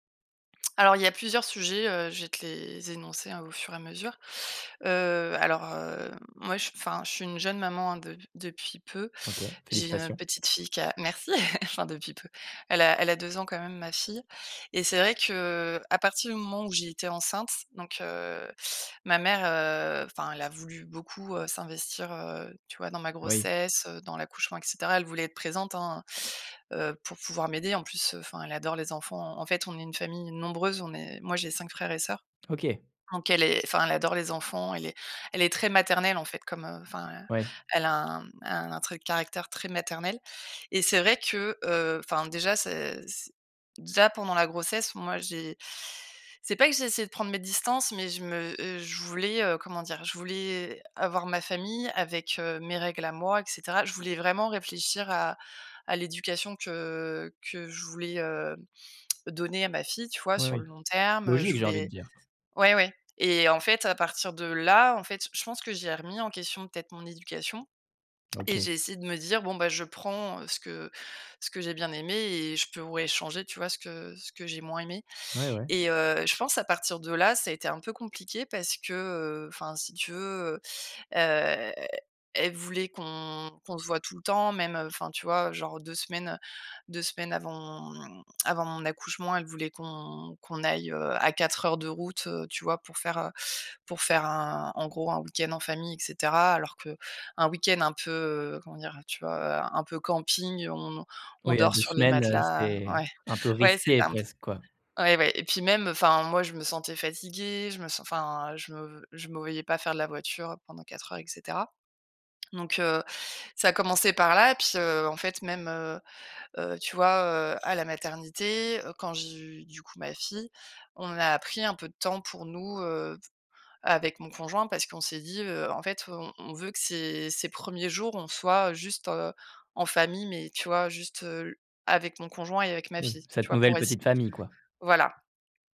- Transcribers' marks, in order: chuckle; tapping; stressed: "là"
- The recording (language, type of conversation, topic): French, advice, Comment concilier mes valeurs personnelles avec les attentes de ma famille sans me perdre ?